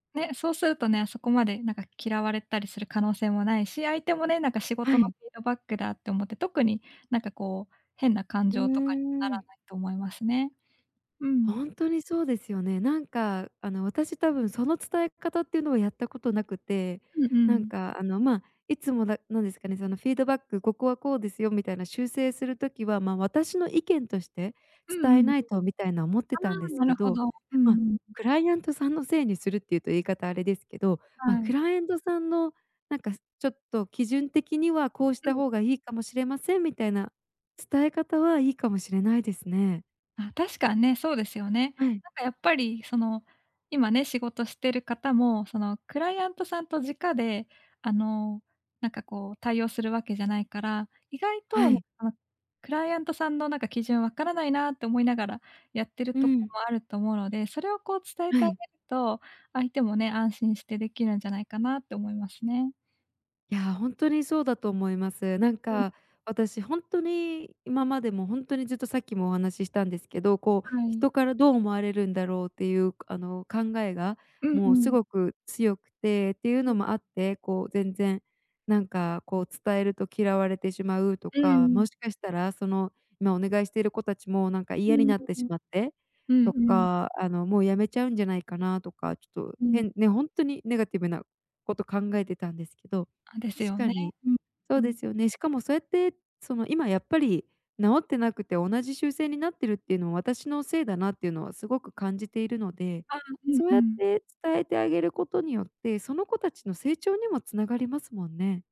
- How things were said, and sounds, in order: other background noise; "クライアント" said as "くらいえんと"; unintelligible speech; unintelligible speech
- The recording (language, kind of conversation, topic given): Japanese, advice, 相手の反応が怖くて建設的なフィードバックを伝えられないとき、どうすればよいですか？